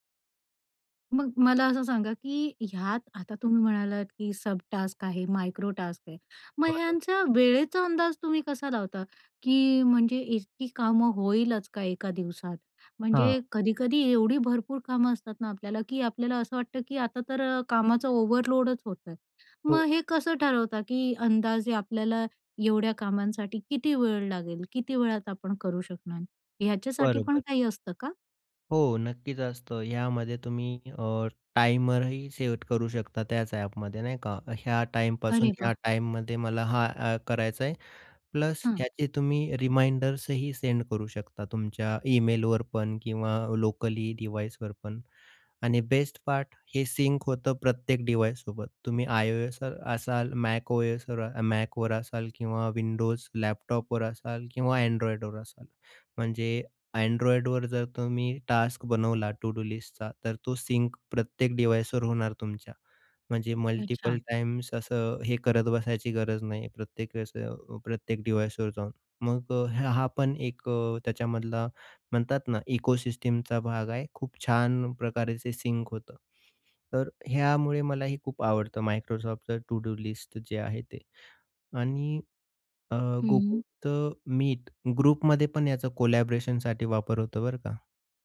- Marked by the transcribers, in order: tapping; in English: "सब-टास्क"; in English: "मायक्रो-टास्क"; other background noise; in English: "ओव्हरलोडच"; in English: "रिमाइंडर्सही"; in English: "डिव्हाइसवर"; in English: "सिंक"; in English: "डिव्हाइससोबत"; in English: "टास्क"; in English: "टू-डू लिस्टचा"; in English: "सिंक"; in English: "डिव्हाइसवर"; in English: "मल्टिपल"; in English: "डिव्हाइसवर"; in English: "इकोसिस्टमचा"; in English: "सिंक"; in English: "टू-डू लिस्ट"; in English: "ग्रुपमध्ये"; in English: "कोलॅबरेशनसाठी"
- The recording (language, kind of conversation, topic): Marathi, podcast, प्रभावी कामांची यादी तुम्ही कशी तयार करता?